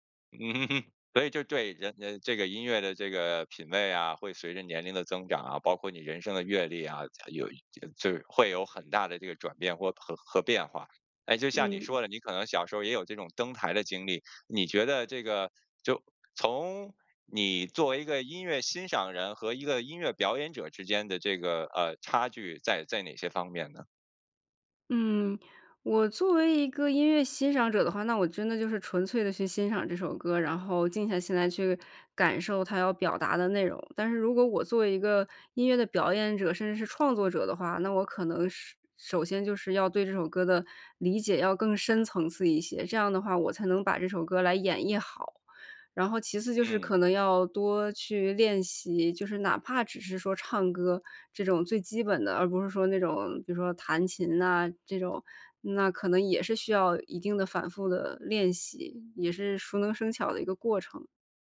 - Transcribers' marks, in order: chuckle; other background noise
- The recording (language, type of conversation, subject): Chinese, podcast, 你对音乐的热爱是从哪里开始的？